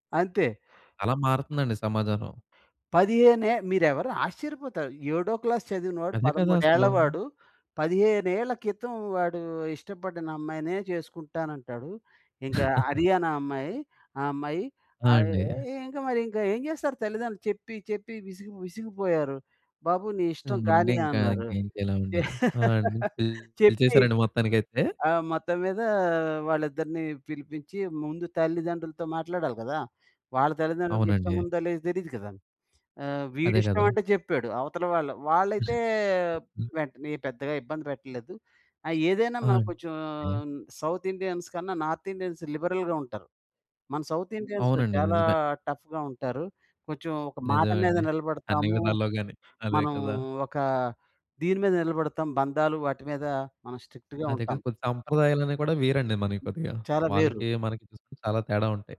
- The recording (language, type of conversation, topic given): Telugu, podcast, తరాల మధ్య బంధాలను మెరుగుపరచడానికి మొదట ఏమి చేయాలి?
- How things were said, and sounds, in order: "సమాజం" said as "సమాజనం"; in English: "క్లాస్"; giggle; laugh; in English: "సౌత్ ఇండియన్స్"; in English: "నార్త్ ఇండియన్స్ లిబరల్‌గా"; in English: "సౌత్ ఇండియన్స్"; in English: "టఫ్‌గా"; in English: "స్ట్రిక్ట్‌గా"